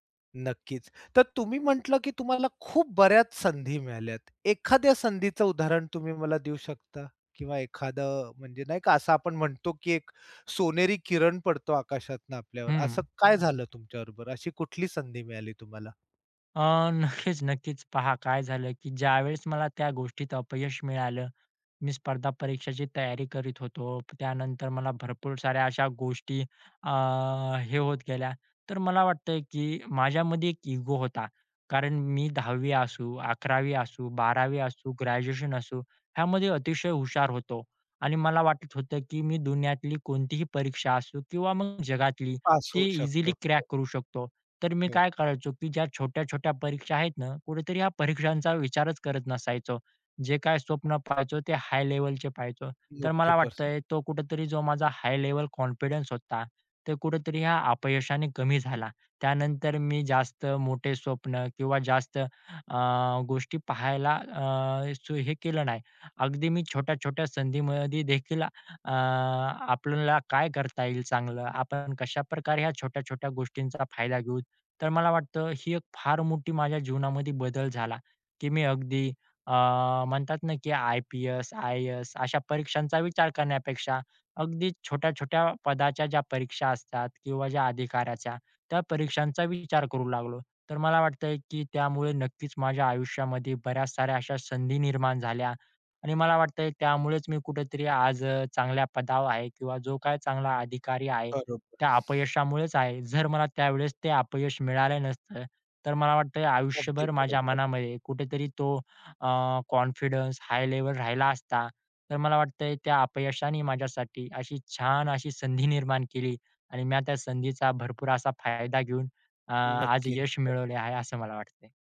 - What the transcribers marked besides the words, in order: other background noise; laughing while speaking: "नक्कीच-नक्कीच"; in English: "कॉन्फिडन्स"; in English: "कॉन्फिडन्स"
- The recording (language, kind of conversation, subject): Marathi, podcast, एखाद्या अपयशानं तुमच्यासाठी कोणती संधी उघडली?